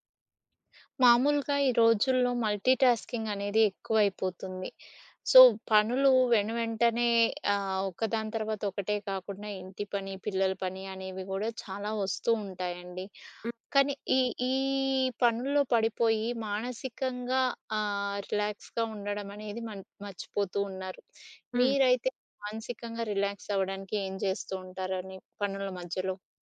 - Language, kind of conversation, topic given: Telugu, podcast, పని తర్వాత మానసికంగా రిలాక్స్ కావడానికి మీరు ఏ పనులు చేస్తారు?
- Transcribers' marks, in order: in English: "మల్టీటాస్కింగ్"; in English: "సో"; other background noise; in English: "రిలాక్స్‌గా"; in English: "రిలాక్స్"; tapping